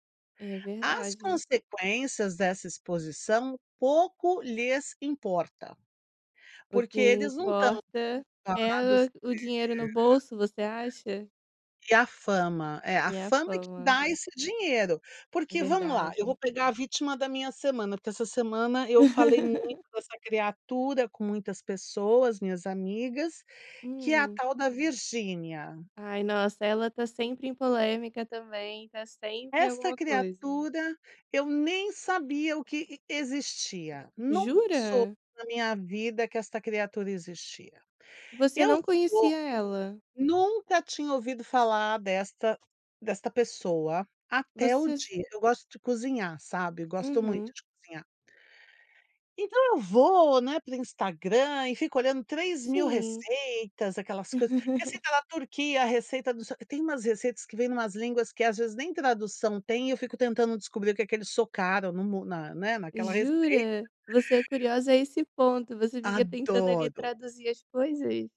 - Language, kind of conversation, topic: Portuguese, podcast, Como você explicaria o fenômeno dos influenciadores digitais?
- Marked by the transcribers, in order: unintelligible speech; other background noise; laugh; tapping; laugh